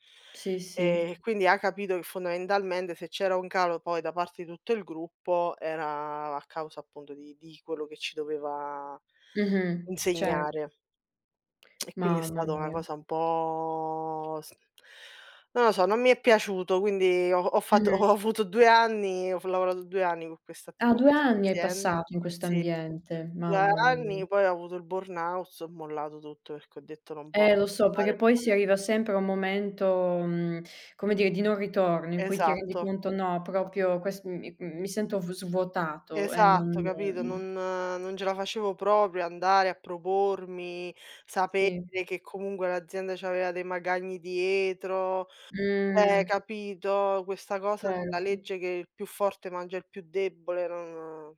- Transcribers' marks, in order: other background noise; tsk; drawn out: "po'"; in English: "burnout"; "proprio" said as "propio"; "proprio" said as "propio"; "debole" said as "debbole"
- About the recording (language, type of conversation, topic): Italian, unstructured, Hai mai vissuto in un ambiente di lavoro tossico?